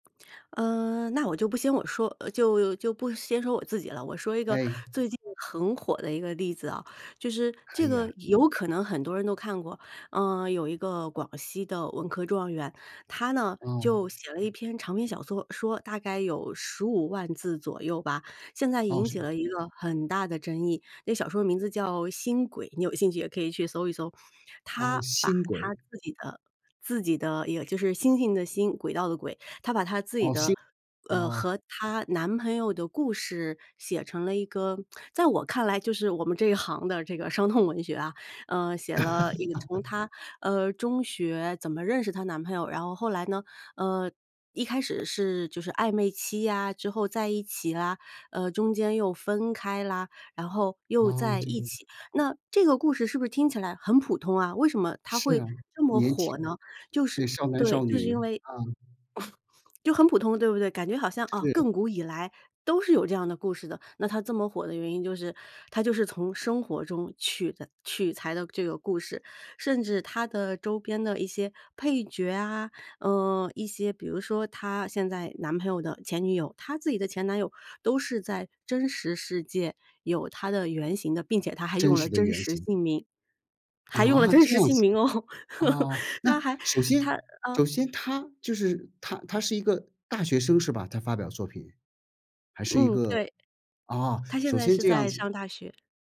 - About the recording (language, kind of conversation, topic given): Chinese, podcast, 你如何把生活变成作品素材？
- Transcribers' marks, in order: laugh; cough; laugh